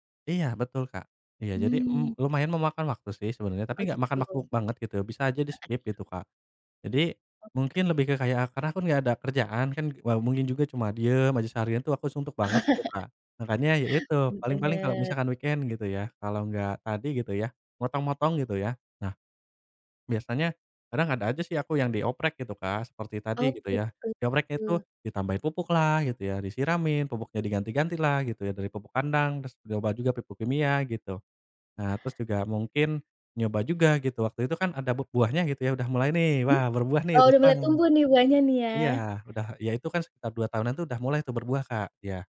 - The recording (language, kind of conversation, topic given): Indonesian, podcast, Bagaimana cara memulai hobi baru tanpa takut gagal?
- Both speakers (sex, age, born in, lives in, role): female, 35-39, Indonesia, Indonesia, host; male, 25-29, Indonesia, Indonesia, guest
- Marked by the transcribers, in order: chuckle; in English: "weekend"; other background noise